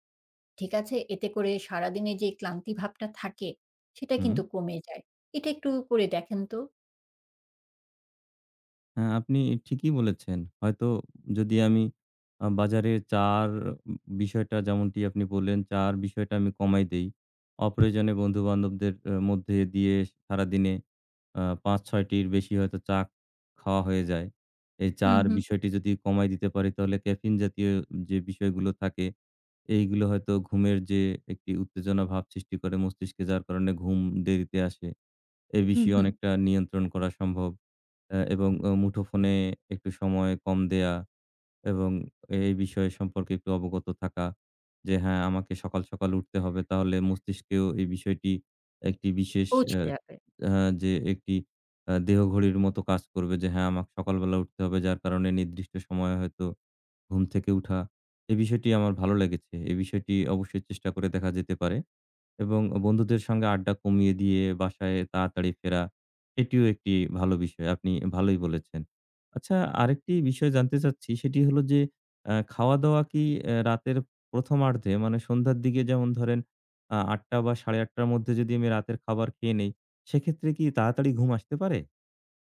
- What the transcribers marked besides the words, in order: "জাওার" said as "জার"; "জাওার" said as "জার"; tapping; horn; "আমাকে" said as "আমাক"
- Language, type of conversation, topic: Bengali, advice, নিয়মিত দেরিতে ওঠার কারণে কি আপনার দিনের অনেকটা সময় নষ্ট হয়ে যায়?